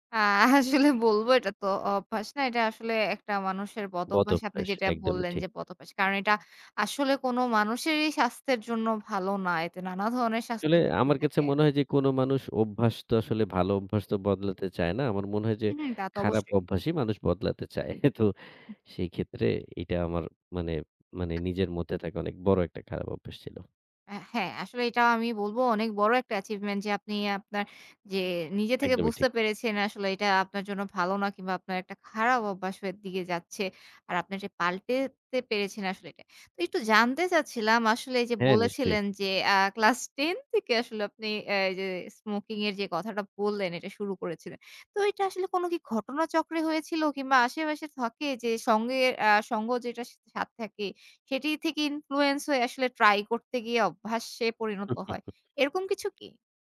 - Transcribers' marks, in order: laughing while speaking: "আসলে বলবো"; laughing while speaking: "তো"; other noise; "থাকে" said as "থকে"; in English: "influence"; chuckle
- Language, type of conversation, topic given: Bengali, podcast, পুরনো অভ্যাস বদলাতে তুমি কী করো?